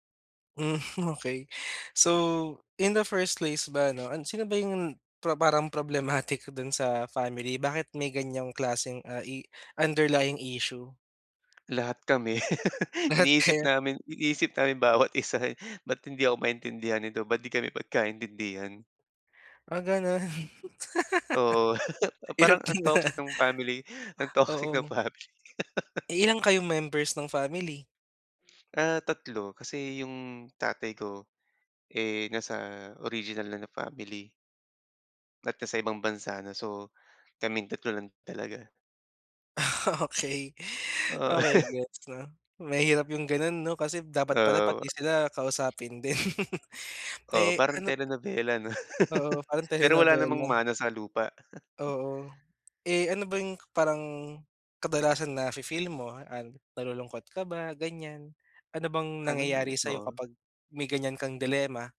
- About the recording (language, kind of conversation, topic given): Filipino, advice, Paano ko malalaman kung bakit ako kumakain o nanonood kapag nadadala ako ng emosyon?
- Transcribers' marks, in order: laughing while speaking: "Hmm okey"; in English: "So, in the first place"; other background noise; laughing while speaking: "problematic"; in English: "i underlying issue?"; laugh; laughing while speaking: "Lahat kayo?"; laughing while speaking: "bawat isa eh"; laughing while speaking: "ganun. Hirap nun ah"; laugh; laughing while speaking: "toxic ng family"; laugh; laughing while speaking: "Ah, okey. Okey"; laugh; laughing while speaking: "din"; chuckle; chuckle; in English: "dilemma?"